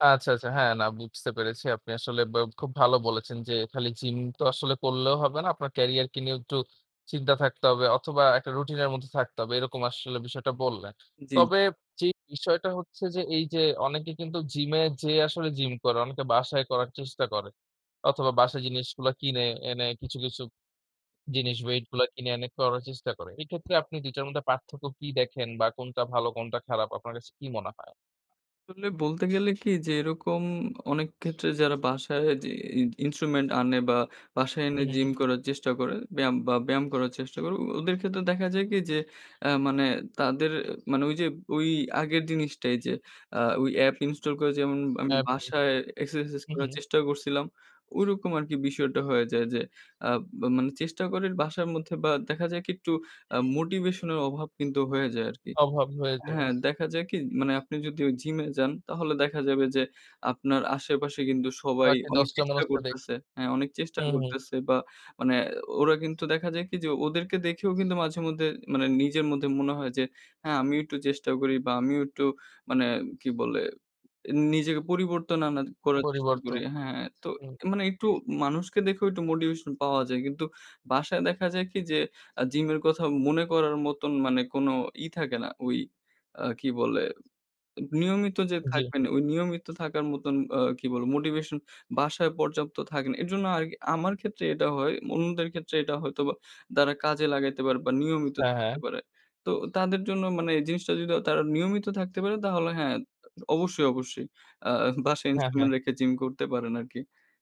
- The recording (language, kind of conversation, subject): Bengali, podcast, আপনি কীভাবে নিয়মিত হাঁটা বা ব্যায়াম চালিয়ে যান?
- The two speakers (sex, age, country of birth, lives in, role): male, 20-24, Bangladesh, Bangladesh, guest; male, 20-24, Bangladesh, Bangladesh, host
- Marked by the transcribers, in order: tapping; other background noise; in English: "int instrument"; "তারা" said as "দারা"; in English: "instrument"